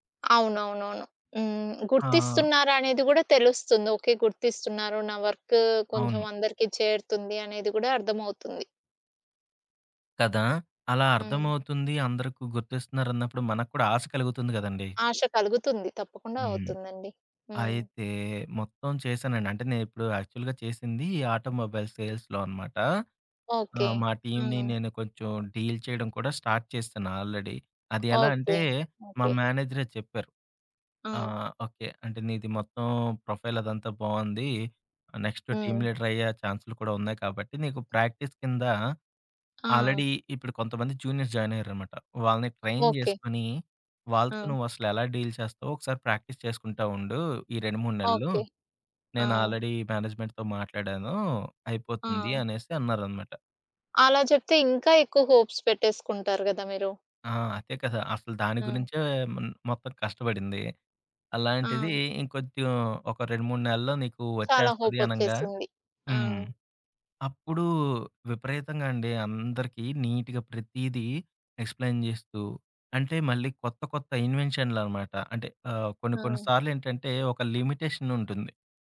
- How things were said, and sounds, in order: other background noise; in English: "యాక్చువల్‌గా"; in English: "ఆటోమొబైల్ సేల్స్‌లో"; in English: "టీమ్‌ని"; in English: "డీల్"; in English: "స్టార్ట్"; in English: "ఆల్రెడీ"; in English: "ప్రొఫైల్"; in English: "నెక్స్ట్ టీమ్ లీడర్"; in English: "ప్రాక్టీస్"; in English: "ఆల్రెడీ"; in English: "జూనియర్స్"; in English: "ట్రైన్"; in English: "డీల్"; in English: "ప్రాక్టీస్"; in English: "ఆల్రెడీ మేనేజ్మెంట్‌తో"; tapping; in English: "హోప్స్"; in English: "నీట్‌గా"; in English: "ఎక్స్‌ప్లె‌యిన్"; in English: "ఇన్వెన్షన్‌లనమాట"
- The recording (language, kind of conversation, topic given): Telugu, podcast, నిరాశను ఆశగా ఎలా మార్చుకోవచ్చు?